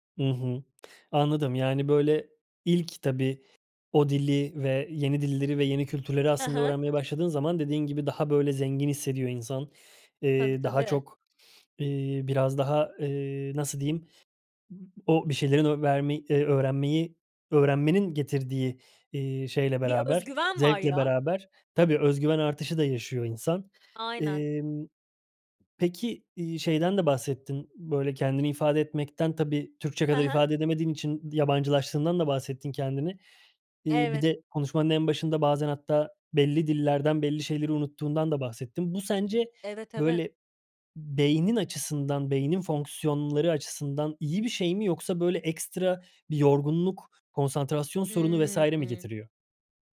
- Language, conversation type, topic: Turkish, podcast, İki dil arasında geçiş yapmak günlük hayatını nasıl değiştiriyor?
- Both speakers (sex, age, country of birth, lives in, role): female, 20-24, Turkey, France, guest; male, 30-34, Turkey, Sweden, host
- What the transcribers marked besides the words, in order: other background noise